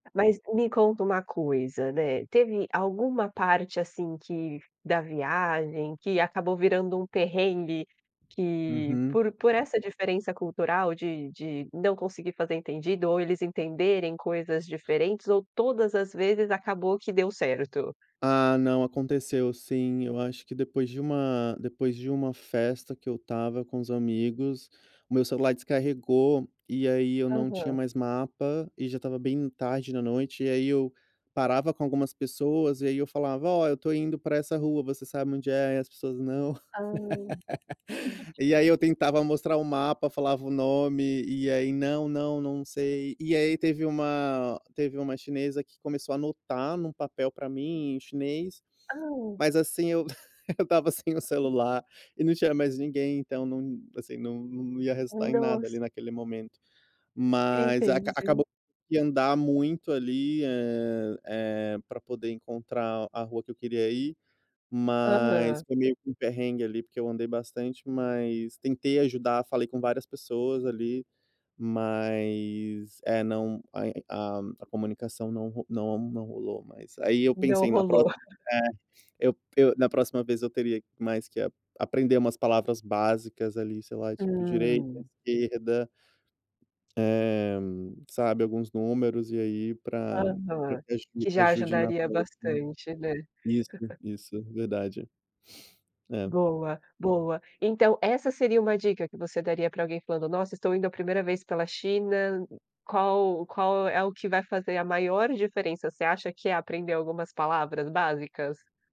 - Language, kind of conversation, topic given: Portuguese, podcast, Você pode contar uma história marcante que viveu com moradores locais?
- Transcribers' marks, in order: tapping; laugh; laugh; other noise; laughing while speaking: "eu estava sem o celular"; laugh; laugh; sniff